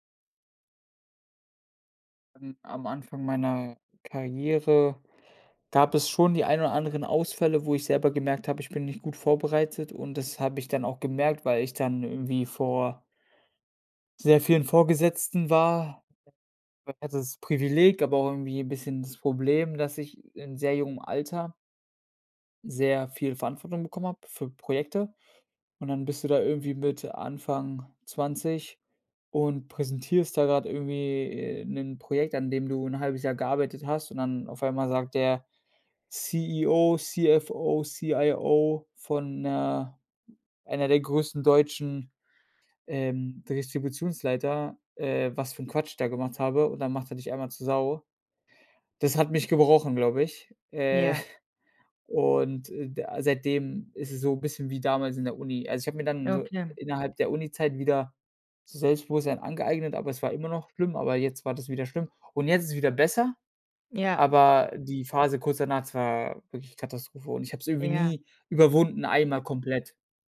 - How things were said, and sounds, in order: other background noise; chuckle
- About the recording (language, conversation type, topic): German, advice, Wie kann ich mit Prüfungs- oder Leistungsangst vor einem wichtigen Termin umgehen?